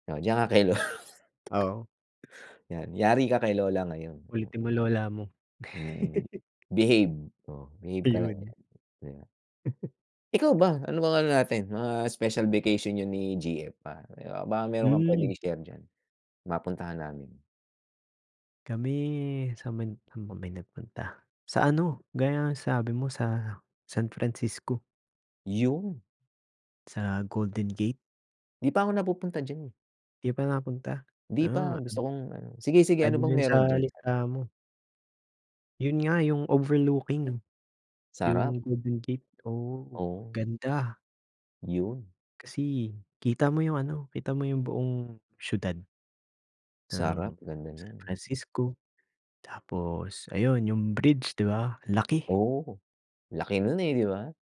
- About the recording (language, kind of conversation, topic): Filipino, unstructured, Saang lugar ka nagbakasyon na hindi mo malilimutan, at bakit?
- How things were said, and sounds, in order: laughing while speaking: "lo"; chuckle; tapping